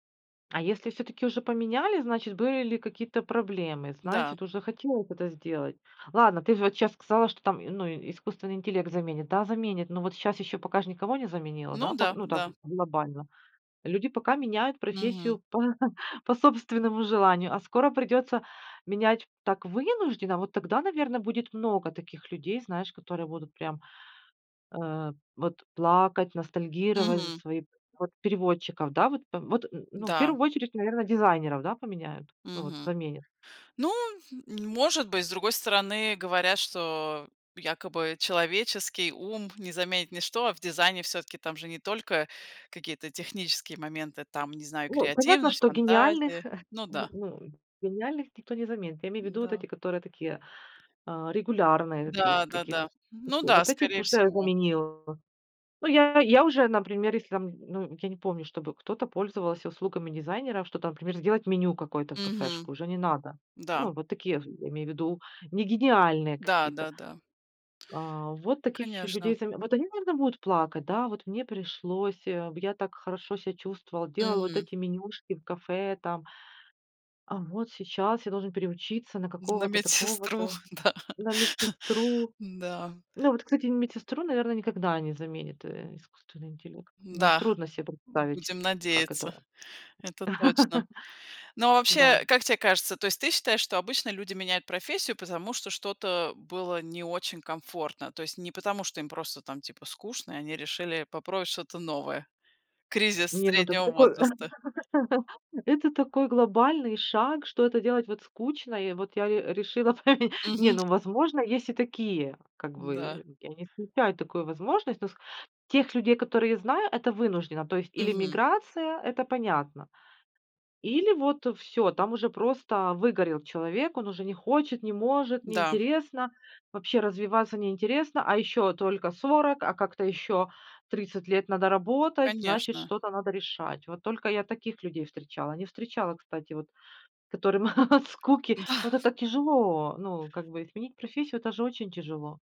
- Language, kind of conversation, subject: Russian, podcast, Как ты относишься к идее сменить профессию в середине жизни?
- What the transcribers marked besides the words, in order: chuckle; other background noise; laughing while speaking: "медсестру, да"; chuckle; laugh; chuckle; chuckle; laughing while speaking: "Да"